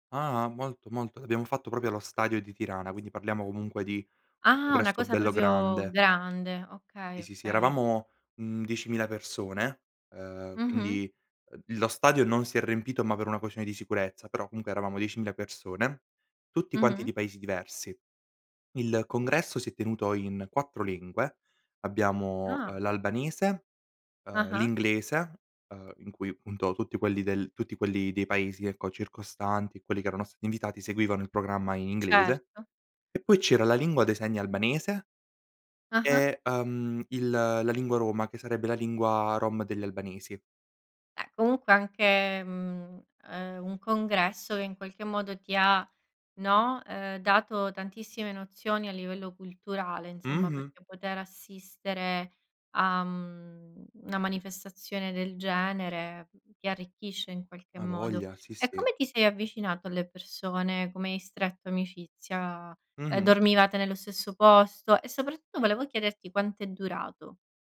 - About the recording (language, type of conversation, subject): Italian, podcast, Qual è stato un viaggio che ti ha cambiato la vita?
- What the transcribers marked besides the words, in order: "proprio" said as "probio"; other background noise; "proprio" said as "propio"; tapping; "riempito" said as "rempito"; "questione" said as "quescione"; "una" said as "na"; "soprattutto" said as "sopratto"